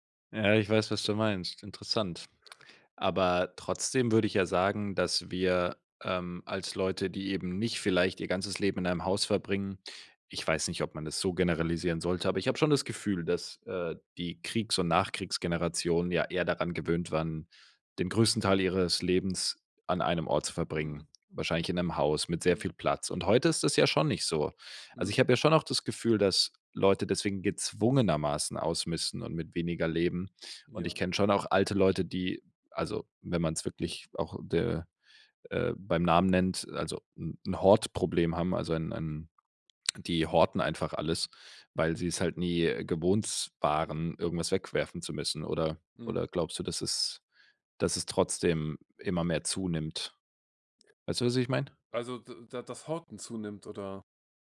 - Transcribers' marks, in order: lip smack; "gewohnts" said as "gewohnt"
- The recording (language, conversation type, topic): German, podcast, Wie schaffst du mehr Platz in kleinen Räumen?